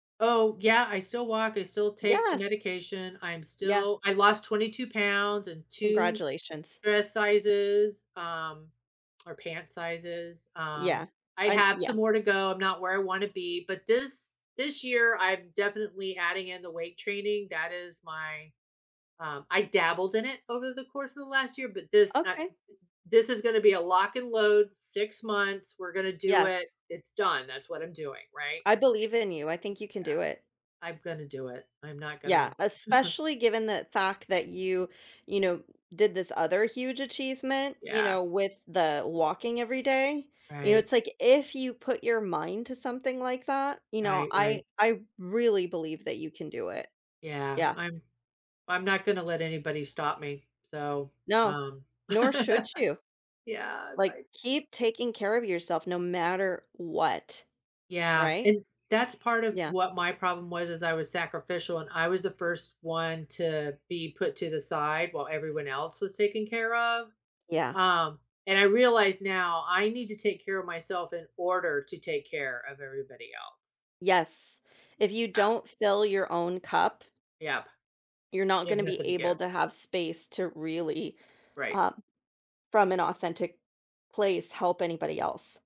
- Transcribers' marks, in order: chuckle; chuckle
- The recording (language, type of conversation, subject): English, advice, How can I build on a personal achievement?
- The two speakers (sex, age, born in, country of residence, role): female, 40-44, United States, United States, advisor; female, 60-64, United States, United States, user